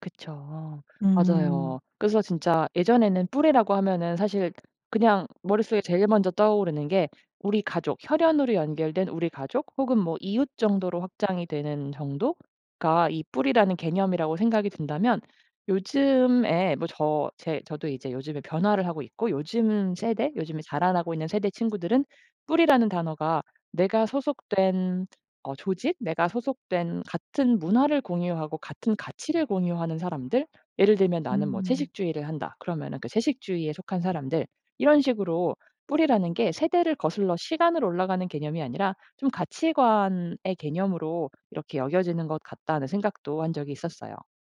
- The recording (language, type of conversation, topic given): Korean, podcast, 세대에 따라 ‘뿌리’를 바라보는 관점은 어떻게 다른가요?
- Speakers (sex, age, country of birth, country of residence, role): female, 35-39, South Korea, Germany, host; female, 35-39, South Korea, Sweden, guest
- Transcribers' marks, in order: other background noise; tapping